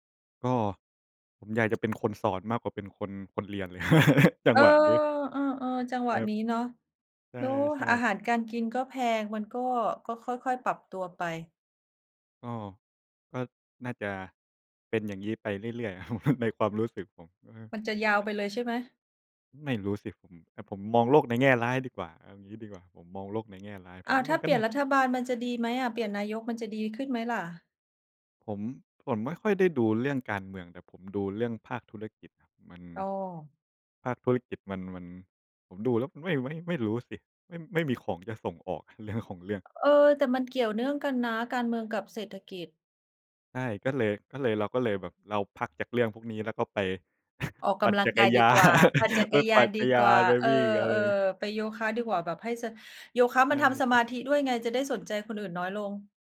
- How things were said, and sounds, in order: chuckle; laughing while speaking: "ครับ"; chuckle; unintelligible speech; laughing while speaking: "เรื่อง"; chuckle; laugh; laughing while speaking: "ยาน"; "จักรยาน" said as "กระยาน"; background speech
- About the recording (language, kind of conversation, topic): Thai, unstructured, การเล่นกีฬาเป็นงานอดิเรกช่วยให้สุขภาพดีขึ้นจริงไหม?